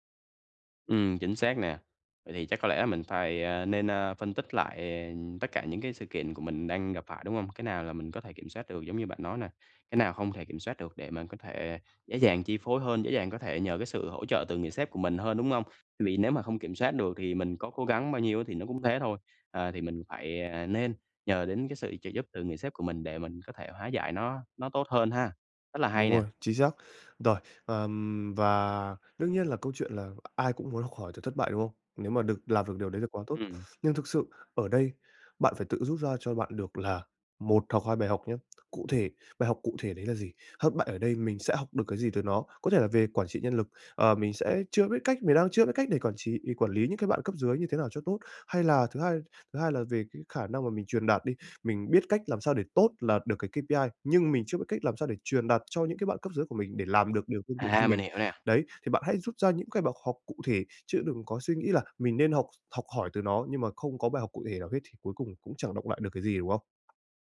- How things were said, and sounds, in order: tapping; in English: "cây pi ai"; other background noise; laughing while speaking: "À"
- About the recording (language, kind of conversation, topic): Vietnamese, advice, Làm sao để chấp nhận thất bại và học hỏi từ nó?
- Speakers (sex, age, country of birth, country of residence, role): male, 20-24, Vietnam, Japan, advisor; male, 25-29, Vietnam, Vietnam, user